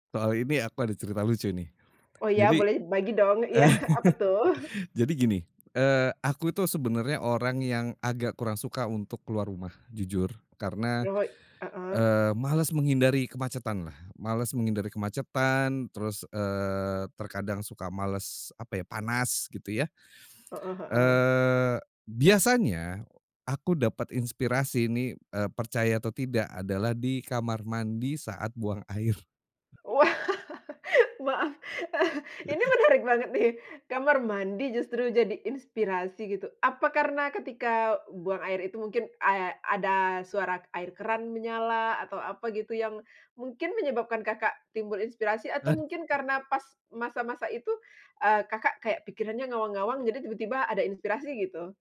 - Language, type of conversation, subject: Indonesian, podcast, Bagaimana kamu menangkap inspirasi dari pengalaman sehari-hari?
- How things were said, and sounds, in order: chuckle; laughing while speaking: "iya"; laughing while speaking: "Wah. Maaf"; laugh; chuckle; chuckle